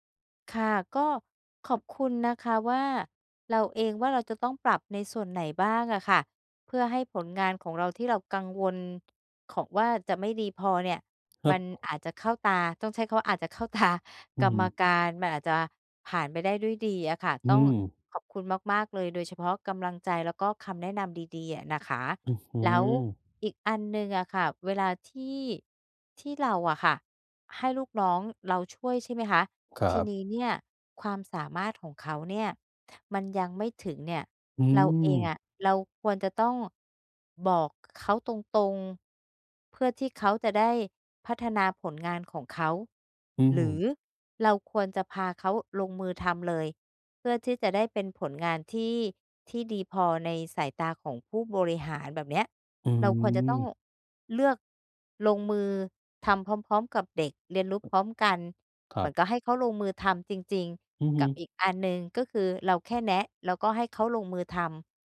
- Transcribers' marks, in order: tapping
- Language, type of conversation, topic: Thai, advice, จะเริ่มลงมือทำงานอย่างไรเมื่อกลัวว่าผลงานจะไม่ดีพอ?